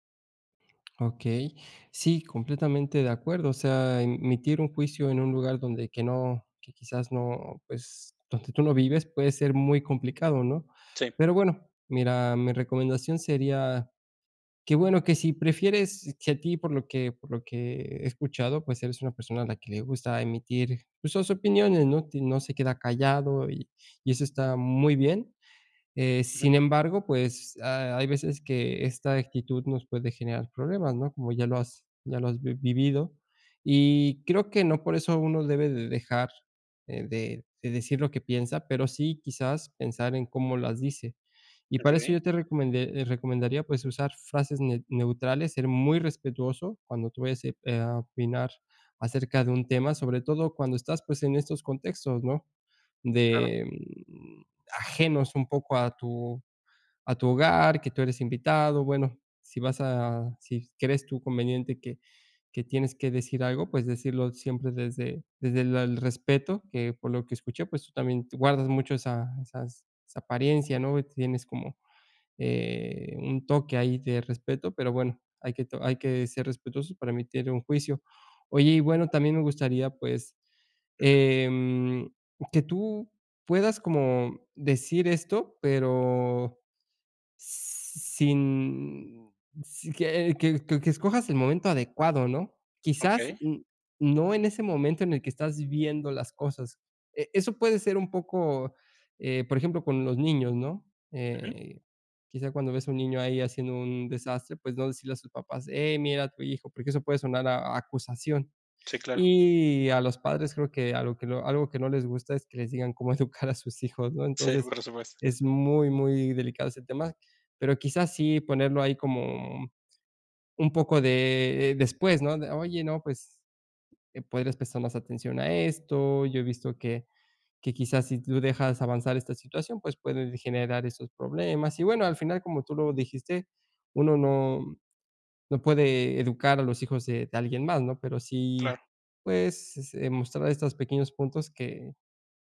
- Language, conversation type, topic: Spanish, advice, ¿Cómo puedo expresar lo que pienso sin generar conflictos en reuniones familiares?
- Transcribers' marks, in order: tapping; other noise